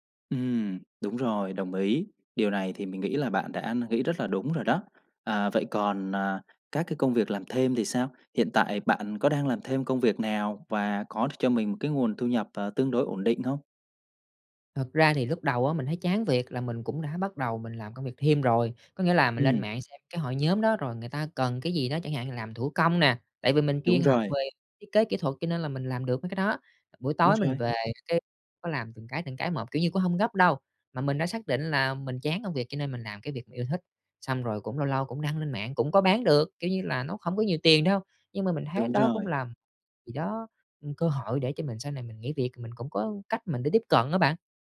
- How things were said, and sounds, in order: tapping; other noise
- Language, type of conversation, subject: Vietnamese, advice, Bạn đang chán nản điều gì ở công việc hiện tại, và bạn muốn một công việc “có ý nghĩa” theo cách nào?
- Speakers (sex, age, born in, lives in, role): male, 30-34, Vietnam, Vietnam, advisor; male, 30-34, Vietnam, Vietnam, user